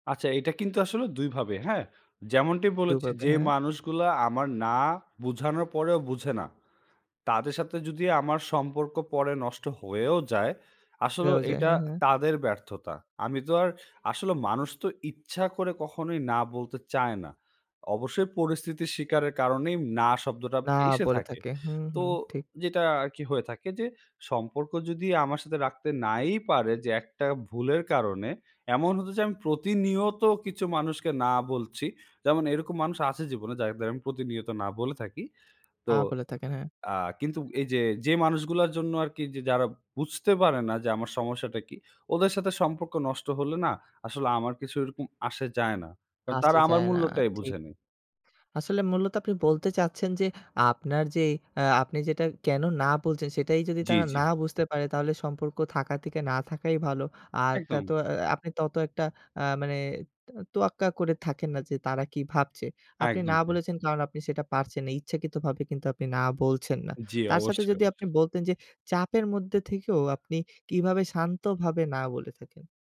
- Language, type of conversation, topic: Bengali, podcast, চাপের মধ্যে পড়লে আপনি কীভাবে ‘না’ বলেন?
- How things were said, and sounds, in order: none